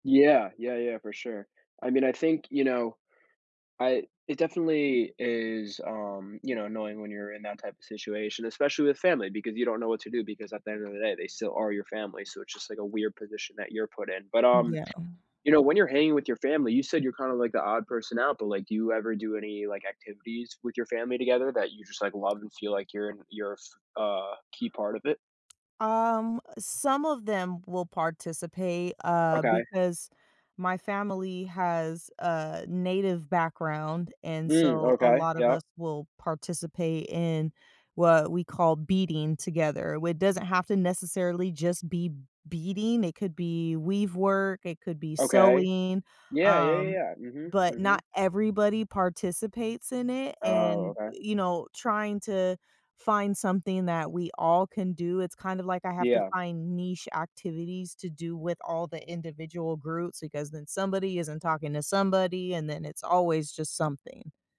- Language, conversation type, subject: English, advice, How can I be more present and engaged with my family?
- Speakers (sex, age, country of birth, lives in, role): female, 35-39, United States, United States, user; male, 20-24, United States, United States, advisor
- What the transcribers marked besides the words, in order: none